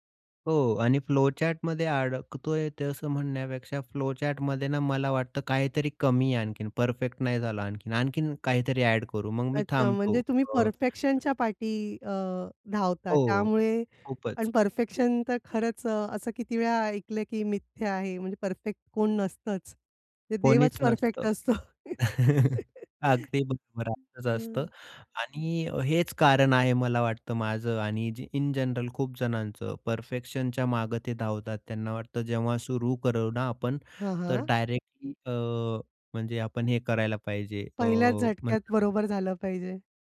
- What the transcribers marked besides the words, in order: in English: "फ्लोचार्टमध्ये"; in English: "फ्लोचार्टमध्ये"; tapping; other background noise; chuckle; laugh
- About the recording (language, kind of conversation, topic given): Marathi, podcast, निर्णय घ्यायला तुम्ही नेहमी का अडकता?